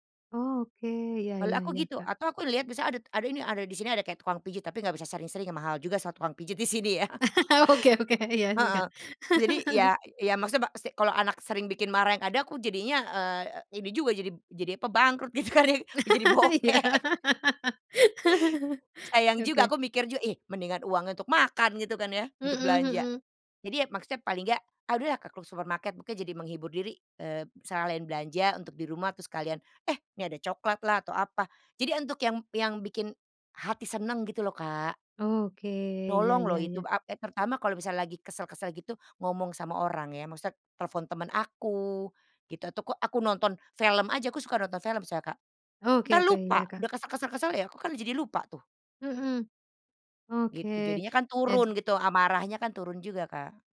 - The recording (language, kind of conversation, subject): Indonesian, podcast, Gimana caramu mendisiplinkan anak tanpa marah berlebihan?
- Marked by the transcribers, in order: laugh; chuckle; laughing while speaking: "Oke oke, iya sih, Kak"; laugh; laughing while speaking: "bangkrut gitu kan, jadi bokek"; laugh; laughing while speaking: "Iya"; laugh